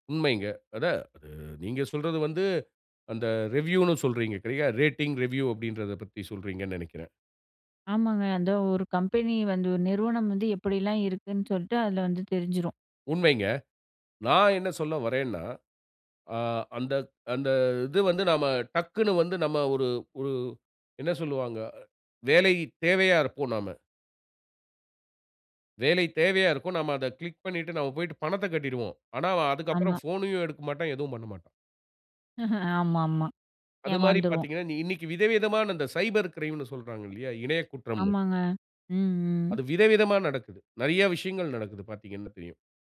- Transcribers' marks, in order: in English: "ரிவ்யூன்னு"; in English: "ரேட்டிங், ரிவ்யூ"; "நினைக்கிறேன்" said as "நெனைக்கிறேன்"; in English: "கிளிக்"; chuckle; in English: "சைபர் கிரைம்ன்னு"; "நிறைய" said as "நெறைய"
- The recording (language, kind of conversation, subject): Tamil, podcast, நீங்கள் கிடைக்கும் தகவல் உண்மையா என்பதை எப்படிச் சரிபார்க்கிறீர்கள்?